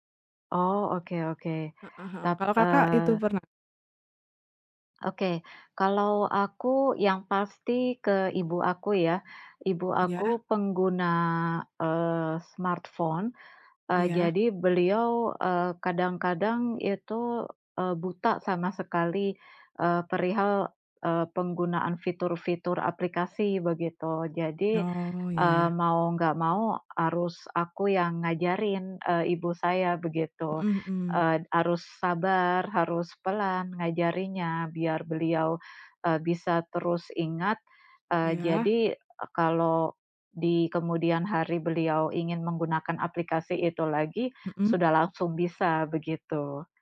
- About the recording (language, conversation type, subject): Indonesian, unstructured, Bagaimana teknologi mengubah cara kita bekerja setiap hari?
- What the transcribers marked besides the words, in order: other background noise; in English: "smartphone"